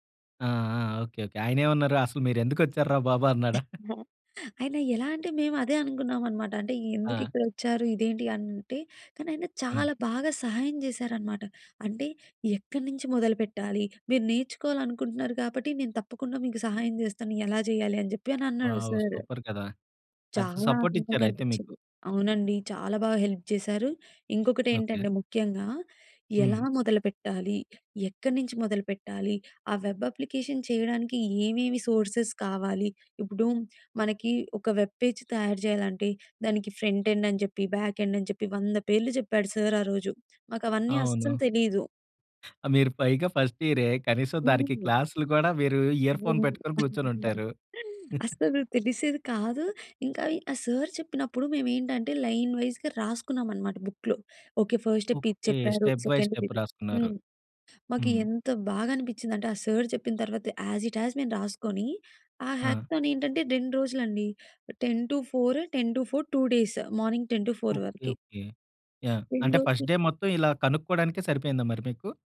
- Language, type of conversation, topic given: Telugu, podcast, స్వీయాభివృద్ధిలో మార్గదర్శకుడు లేదా గురువు పాత్ర మీకు ఎంత ముఖ్యంగా అనిపిస్తుంది?
- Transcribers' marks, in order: chuckle; in English: "వావ్! సూపర్"; in English: "సపోర్ట్"; in English: "హెల్ప్"; in English: "వెబ్ అప్లికేషన్"; in English: "సోర్సెస్"; in English: "వెబ్ పేజ్"; in English: "ఫ్రంట్ ఎండ్"; in English: "బ్యాక్ ఎండ్"; in English: "ఫస్ట్ ఇయరే"; unintelligible speech; chuckle; in English: "ఇయర్‌ఫోన్"; chuckle; in English: "లైన్ వైస్‌గా"; in English: "బుక్‌లో"; in English: "ఫస్ట్ స్టెప్"; in English: "సెకండ్"; in English: "స్టెప్ బై స్టెప్"; in English: "యాస్ ఇట్ యాస్"; in English: "హ్యాక్‌తాన్"; in English: "టెన్ టు ఫోర్, టెన్ టు ఫోర్ టు డేస్. మార్నింగ్ టెన్ టు ఫోర్"; in English: "ఫస్ట్ డే"